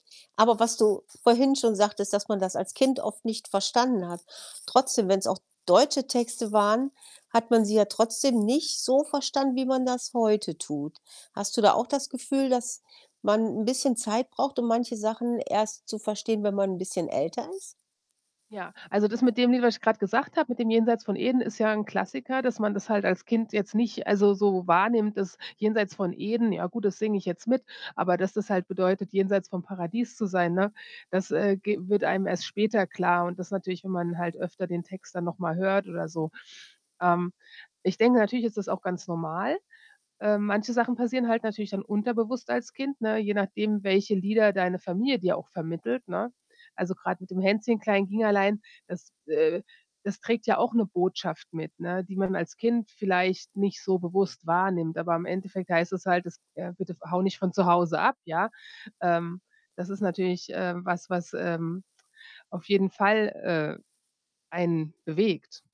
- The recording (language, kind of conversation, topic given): German, podcast, Welches Lied katapultiert dich sofort zurück in deine Kindheit?
- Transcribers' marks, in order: static; stressed: "so"